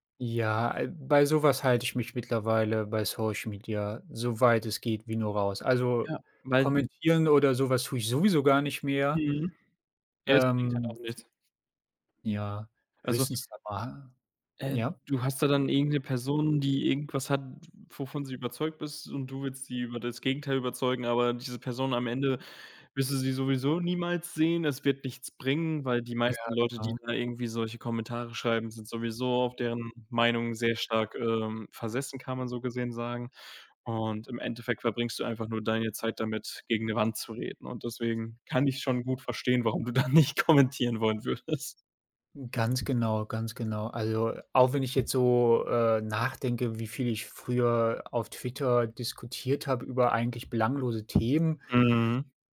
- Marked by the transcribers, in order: other background noise; laughing while speaking: "da nicht"
- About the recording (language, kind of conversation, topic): German, unstructured, Wie beeinflussen soziale Medien deiner Meinung nach die mentale Gesundheit?